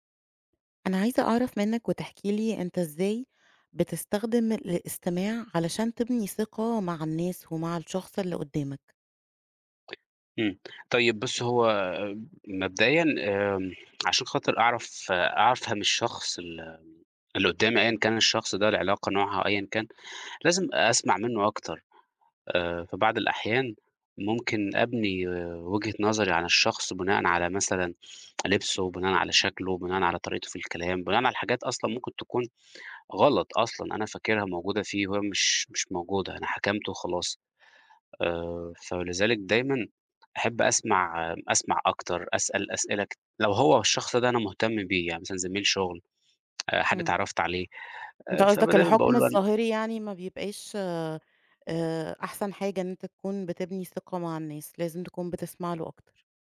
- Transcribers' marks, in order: tapping; tsk; tsk
- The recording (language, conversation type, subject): Arabic, podcast, إزاي بتستخدم الاستماع عشان تبني ثقة مع الناس؟